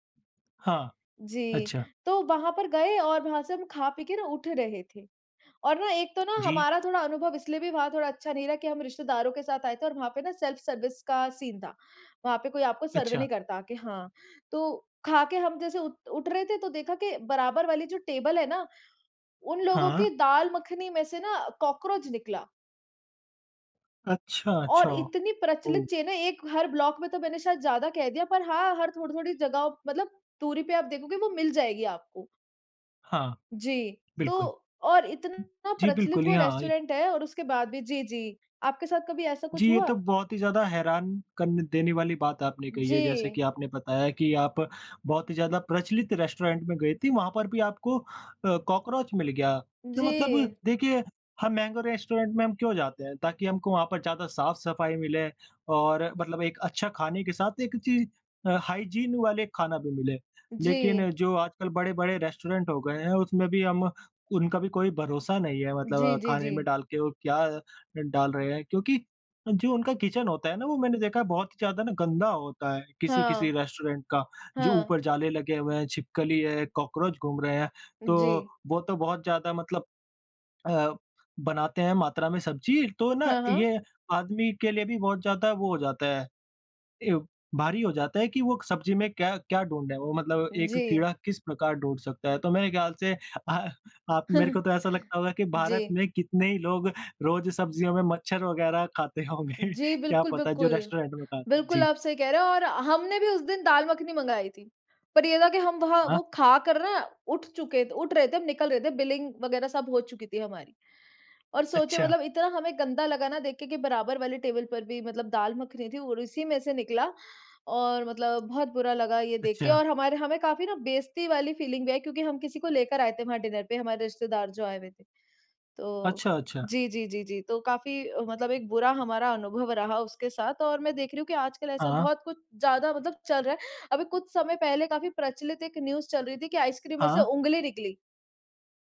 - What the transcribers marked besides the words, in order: in English: "सेल्फ सर्विस"; in English: "सीन"; in English: "सर्व"; in English: "चेन"; in English: "ब्लॉक"; "कर" said as "कन"; in English: "हाइजीन"; in English: "किचन"; laughing while speaking: "अ, आप"; chuckle; laughing while speaking: "खाते होंगे"; in English: "बिलिंग"; in English: "फीलिंग"; in English: "डिनर"
- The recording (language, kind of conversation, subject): Hindi, unstructured, क्या आपको कभी खाना खाते समय उसमें कीड़े या गंदगी मिली है?